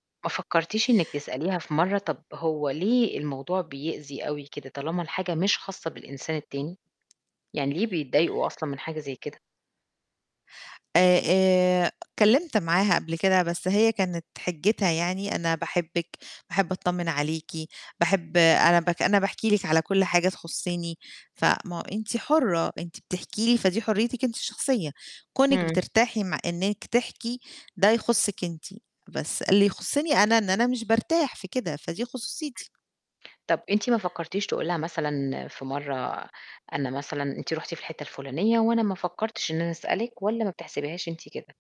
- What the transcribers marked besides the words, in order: none
- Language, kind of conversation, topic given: Arabic, podcast, إزاي تحافظ على خصوصيتك وإنت موجود على الإنترنت؟